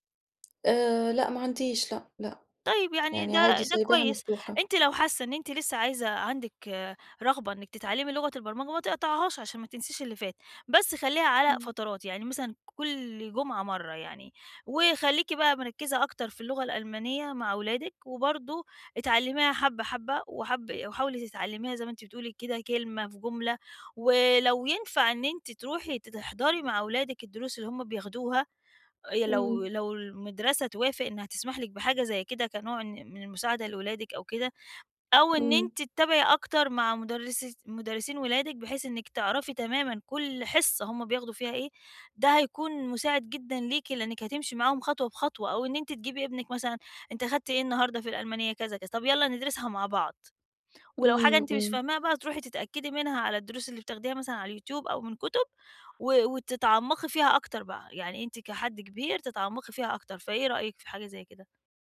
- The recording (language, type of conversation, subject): Arabic, advice, إزاي أتعامل مع الإحباط لما ما بتحسنش بسرعة وأنا بتعلم مهارة جديدة؟
- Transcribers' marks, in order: none